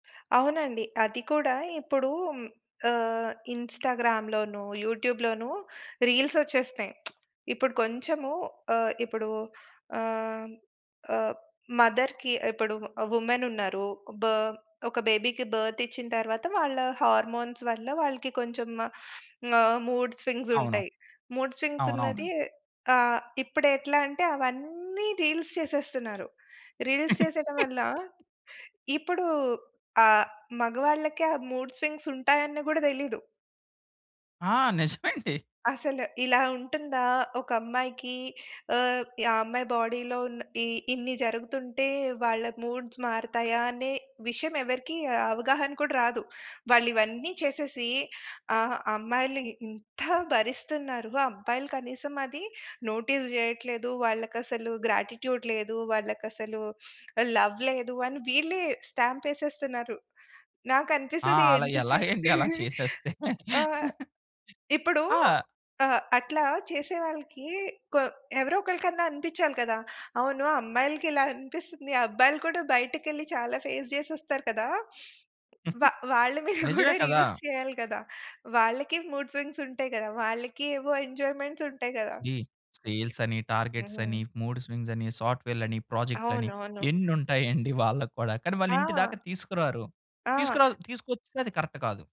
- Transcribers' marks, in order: in English: "ఇన్‌స్టా‌గ్రామ్‌లోను, యూట్యూబ్‌లోనూ"; lip smack; in English: "మదర్‌కి"; in English: "వుమెన్"; in English: "బేబీ‌కి బర్త్"; in English: "హార్‌మోన్స్"; in English: "మూడ్ స్వింగ్స్"; in English: "మూడ్ స్వింగ్స్"; laugh; other background noise; in English: "మూడ్ స్వింగ్స్"; chuckle; in English: "బాడీ‌లో"; in English: "మూడ్స్"; in English: "నోటీస్"; in English: "గ్రాటిట్యూడ్"; in English: "లవ్"; chuckle; laugh; in English: "ఫేస్"; tapping; laughing while speaking: "వా వాళ్ళ మీద గూడా రీల్స్ చేయాలి గదా!"; in English: "రీల్స్"; chuckle; in English: "మూడ్ స్వింగ్స్"; in English: "ఎంజాయ్‌మెంట్స్"; in English: "సేల్స్"; in English: "టార్గెట్స్"; in English: "మూడ్ స్వింగ్స్"; in English: "కరెక్ట్"
- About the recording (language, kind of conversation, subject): Telugu, podcast, ప్రతి తరం ప్రేమను ఎలా వ్యక్తం చేస్తుంది?